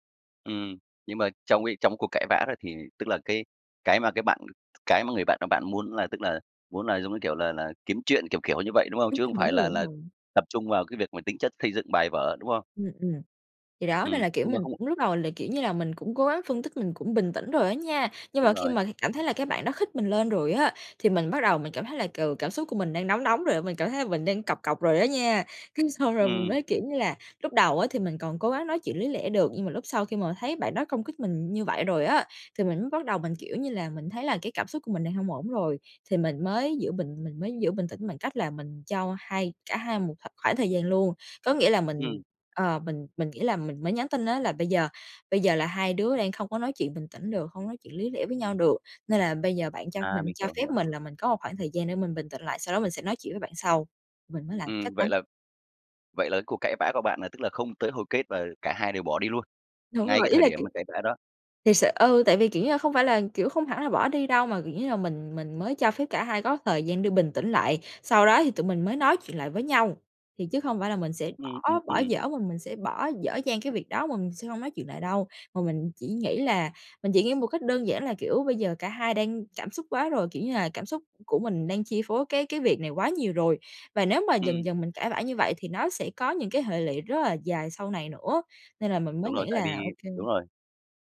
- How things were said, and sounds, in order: tapping; laughing while speaking: "Cái xong rồi"; other background noise
- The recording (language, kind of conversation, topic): Vietnamese, podcast, Làm sao bạn giữ bình tĩnh khi cãi nhau?